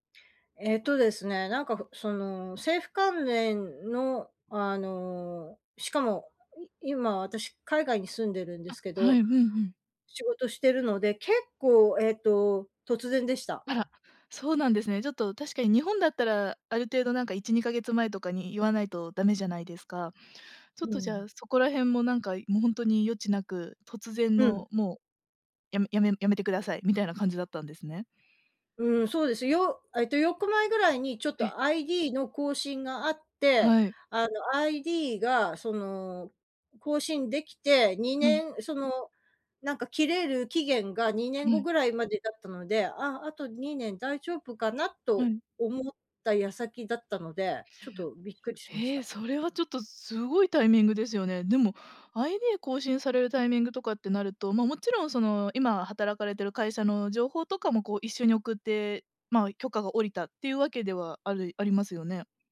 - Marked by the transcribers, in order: other background noise
- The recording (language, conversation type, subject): Japanese, advice, 失業によって収入と生活が一変し、不安が強いのですが、どうすればよいですか？